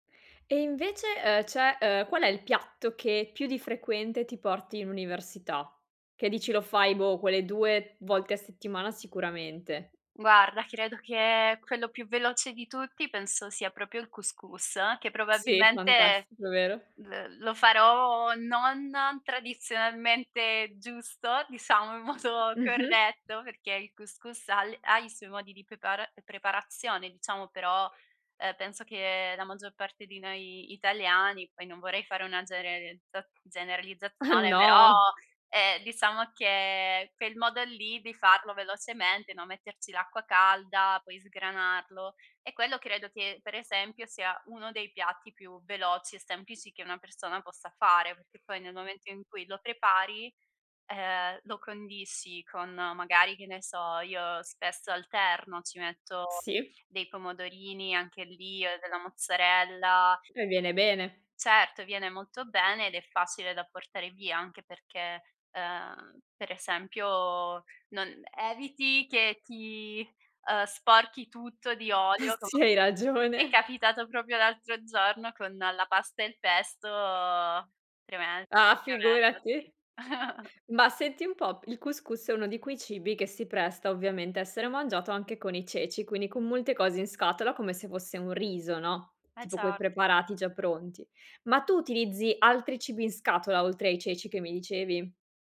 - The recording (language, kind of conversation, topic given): Italian, podcast, Come scegli cosa mangiare quando sei di fretta?
- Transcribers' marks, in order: other background noise; "cioè" said as "ceh"; "proprio" said as "propio"; laughing while speaking: "in modo"; chuckle; chuckle; laughing while speaking: "ragione"; "proprio" said as "propio"; chuckle